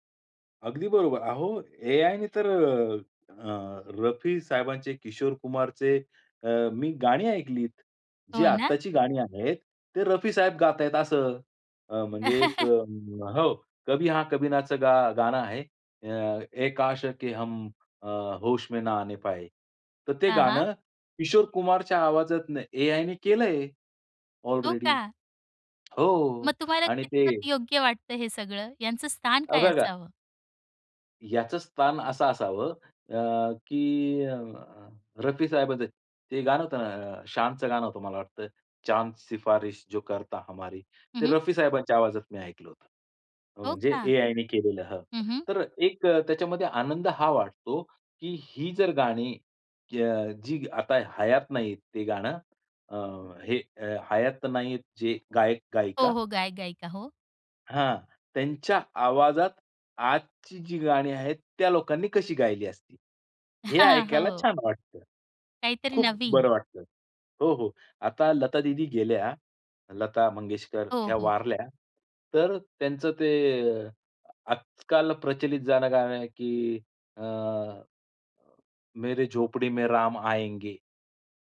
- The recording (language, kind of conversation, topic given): Marathi, podcast, रीमिक्स आणि रिमेकबद्दल तुमचं काय मत आहे?
- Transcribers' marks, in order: chuckle; in Hindi: "कभी हां कभी नाच"; in Hindi: "ए काश के हम अ, होश में न आने पाए"; in English: "ऑलरेडी"; other background noise; in Hindi: "चांद शिफारिश जो करता हमारी"; laughing while speaking: "हां, हो"; in Hindi: "मेरे झोपडी में राम आएंगे"